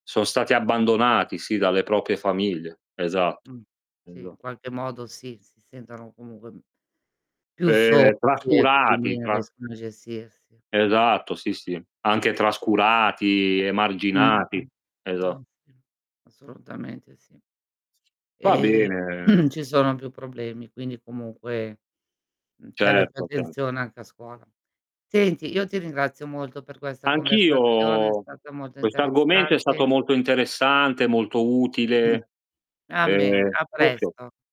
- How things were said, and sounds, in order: "proprie" said as "propie"; tapping; distorted speech; other background noise; static; unintelligible speech; throat clearing; throat clearing; unintelligible speech
- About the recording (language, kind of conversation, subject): Italian, unstructured, Che cosa ti rende felice di essere te stesso?